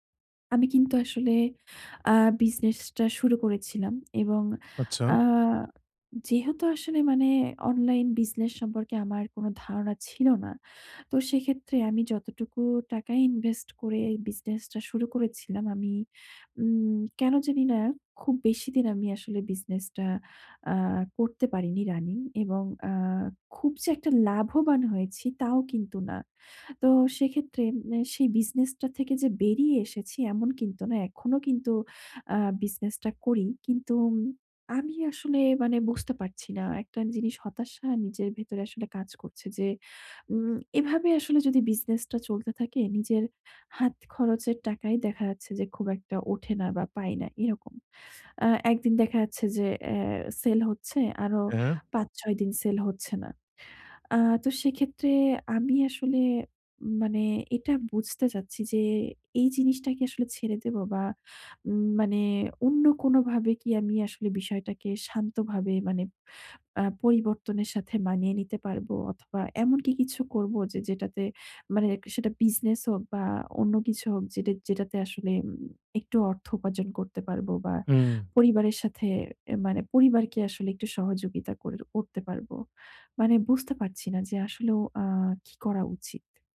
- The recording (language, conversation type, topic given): Bengali, advice, মানসিক নমনীয়তা গড়ে তুলে আমি কীভাবে দ্রুত ও শান্তভাবে পরিবর্তনের সঙ্গে মানিয়ে নিতে পারি?
- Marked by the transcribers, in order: none